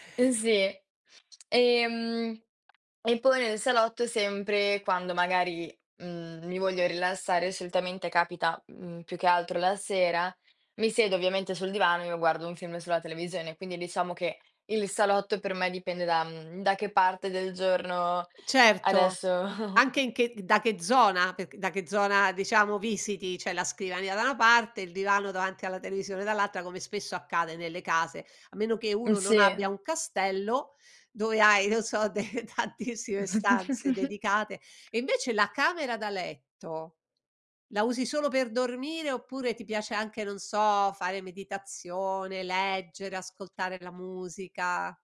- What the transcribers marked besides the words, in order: other background noise; chuckle; chuckle; laughing while speaking: "de tantissime"
- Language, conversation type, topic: Italian, podcast, Come organizzi lo spazio per lavorare e rilassarti nella stessa stanza?